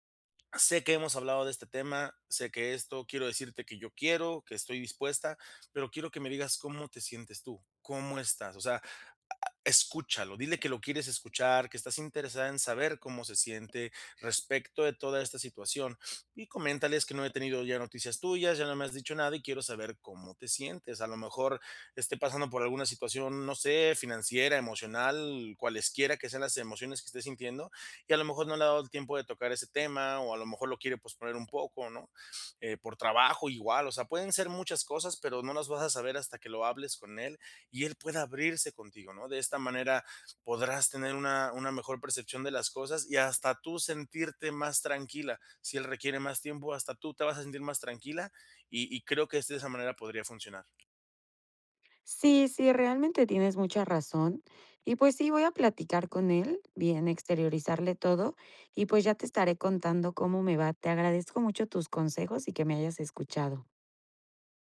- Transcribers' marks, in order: tapping
- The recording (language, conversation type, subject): Spanish, advice, ¿Cómo podemos hablar de nuestras prioridades y expectativas en la relación?